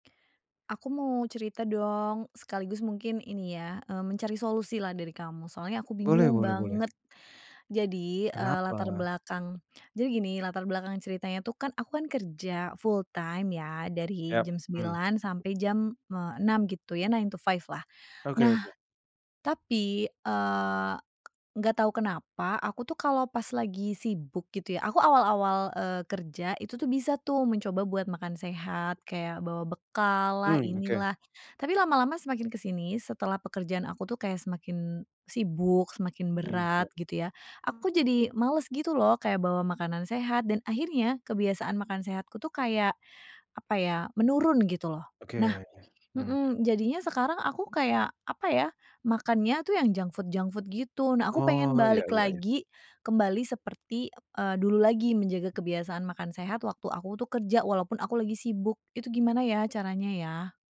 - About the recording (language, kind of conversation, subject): Indonesian, advice, Mengapa saya sulit menjaga kebiasaan makan sehat saat bekerja?
- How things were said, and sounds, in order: tapping; in English: "full time"; in English: "nine-to-five"; in English: "junk food junk food"